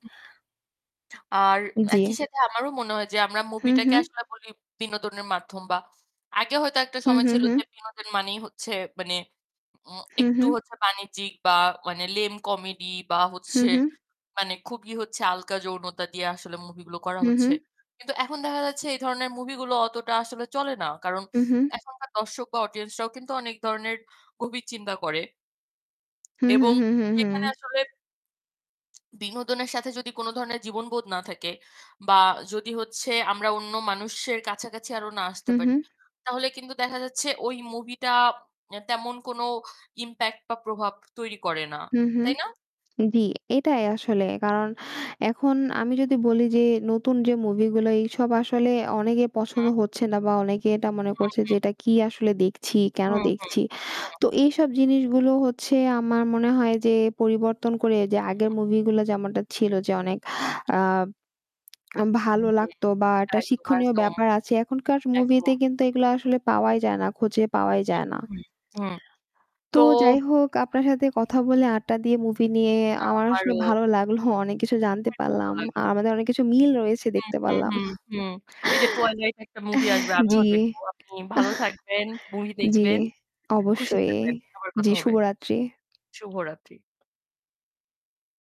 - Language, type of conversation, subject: Bengali, unstructured, কোন ধরনের সিনেমা দেখে তুমি সবচেয়ে বেশি আনন্দ পাও?
- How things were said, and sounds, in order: static; distorted speech; in English: "lame comedy"; "হালকা" said as "আলকা"; tapping; in English: "impact"; "জি" said as "দি"; other background noise; lip smack; "একটা" said as "অ্যাটা"; lip smack; laughing while speaking: "লাগলো"; chuckle